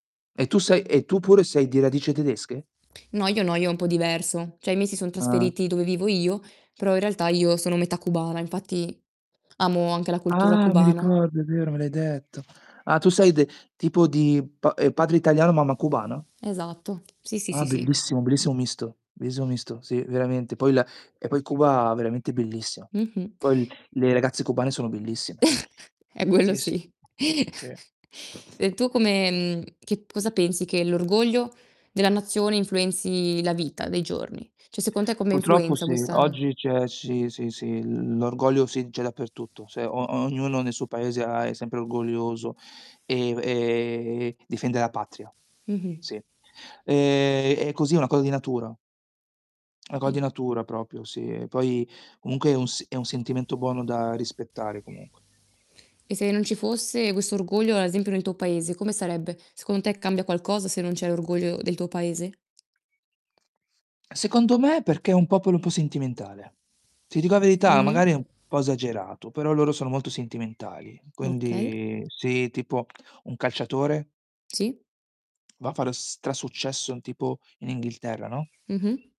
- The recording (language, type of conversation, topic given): Italian, unstructured, Che cosa ti rende orgoglioso del tuo paese?
- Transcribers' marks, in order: static; "Cioè" said as "ceh"; other background noise; chuckle; "Purtroppo" said as "putroppo"; "cosa" said as "coa"; "proprio" said as "propio"; tapping